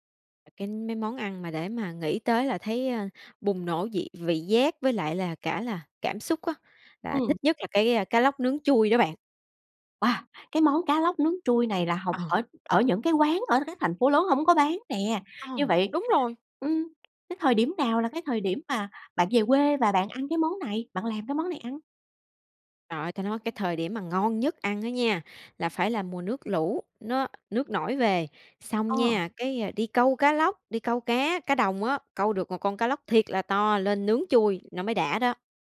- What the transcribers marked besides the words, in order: tapping; other background noise; other noise
- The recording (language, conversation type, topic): Vietnamese, podcast, Có món ăn nào khiến bạn nhớ về nhà không?